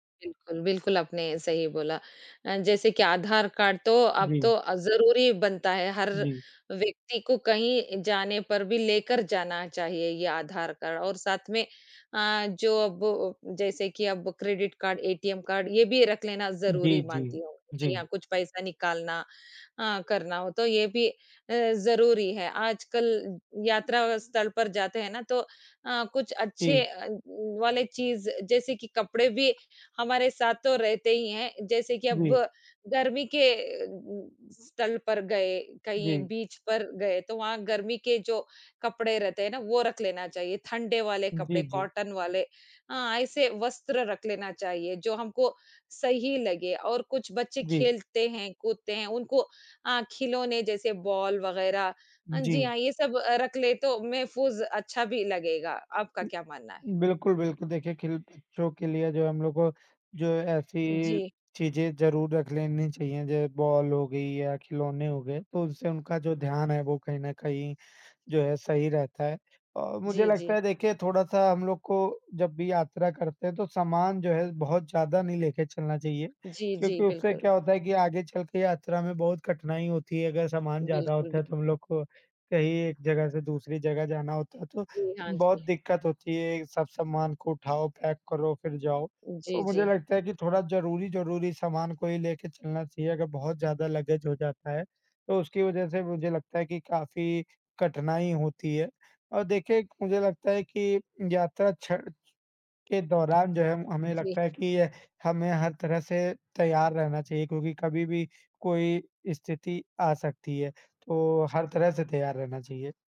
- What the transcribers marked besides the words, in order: in English: "कॉटन"; "जैसे" said as "जै"; in English: "पैक"; in English: "लगेज़"; tapping
- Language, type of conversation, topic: Hindi, unstructured, यात्रा करते समय सबसे ज़रूरी चीज़ क्या होती है?
- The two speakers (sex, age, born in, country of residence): female, 40-44, India, India; male, 25-29, India, India